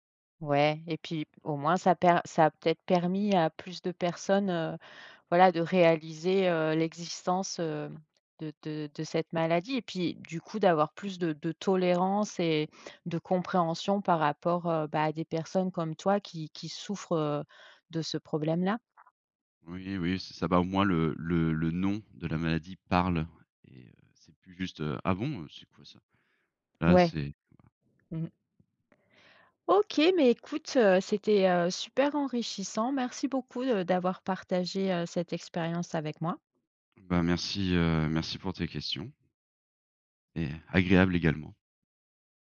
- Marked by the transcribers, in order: unintelligible speech
- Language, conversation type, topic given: French, podcast, Quel est le moment où l’écoute a tout changé pour toi ?